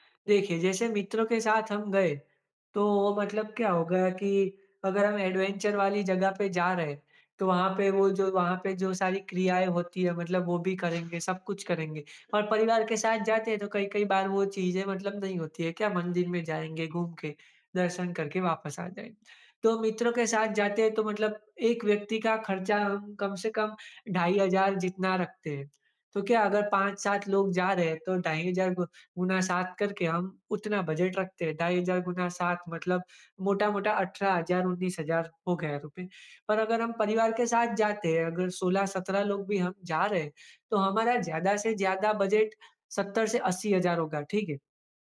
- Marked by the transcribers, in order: in English: "एडवेंचर"; other background noise
- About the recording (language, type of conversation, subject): Hindi, advice, यात्रा की योजना बनाना कहाँ से शुरू करूँ?
- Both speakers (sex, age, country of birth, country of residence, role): male, 25-29, India, India, advisor; male, 25-29, India, India, user